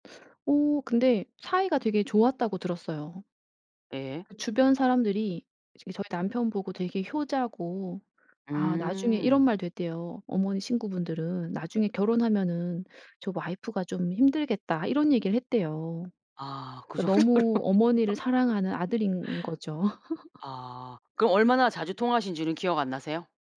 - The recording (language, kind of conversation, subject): Korean, podcast, 시부모님과의 관계는 보통 어떻게 관리하세요?
- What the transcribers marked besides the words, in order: tapping; laughing while speaking: "그 정도로"; laugh; laugh